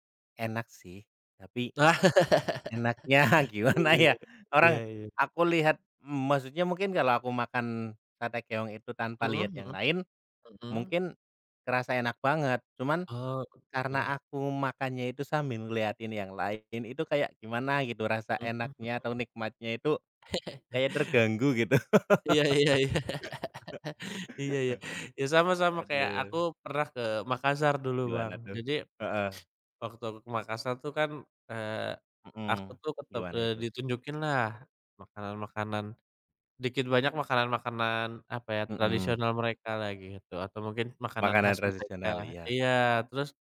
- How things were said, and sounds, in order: laugh; laughing while speaking: "enaknya gimana ya"; chuckle; laughing while speaking: "Iya iya iya"; chuckle; laughing while speaking: "gitu"; laugh; teeth sucking
- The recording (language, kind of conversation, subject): Indonesian, unstructured, Apa makanan paling aneh yang pernah kamu coba saat bepergian?